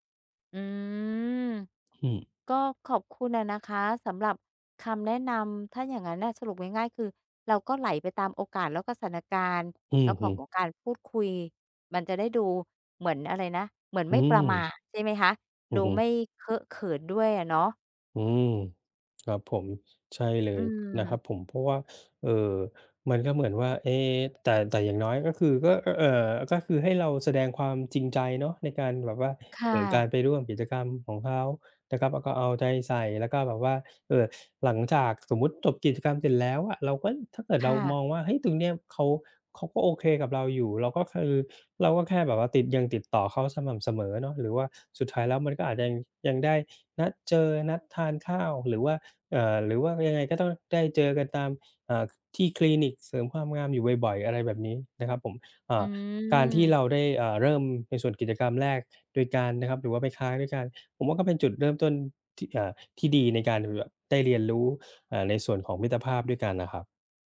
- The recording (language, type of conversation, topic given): Thai, advice, ฉันจะทำอย่างไรให้ความสัมพันธ์กับเพื่อนใหม่ไม่ห่างหายไป?
- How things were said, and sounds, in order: drawn out: "อืม"; gasp; drawn out: "อืม"; gasp; drawn out: "อืม"